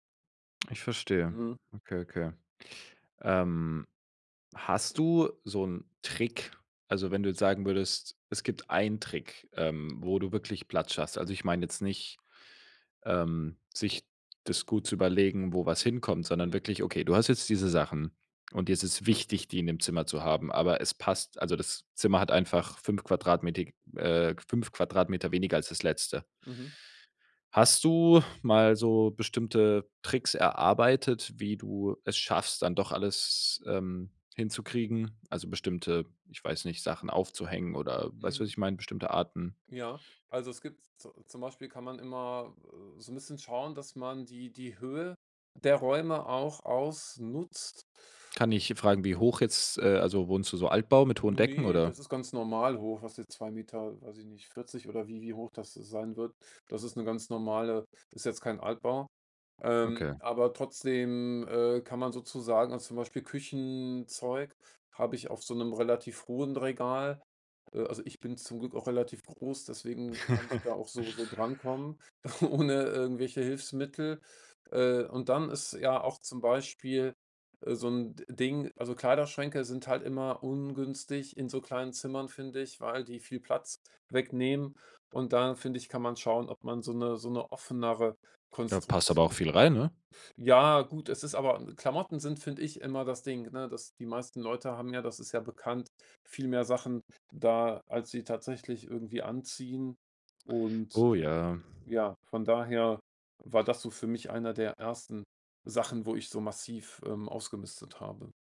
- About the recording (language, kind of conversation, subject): German, podcast, Wie schaffst du mehr Platz in kleinen Räumen?
- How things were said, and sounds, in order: stressed: "Trick"; stressed: "wichtig"; drawn out: "alles"; chuckle; laughing while speaking: "ohne"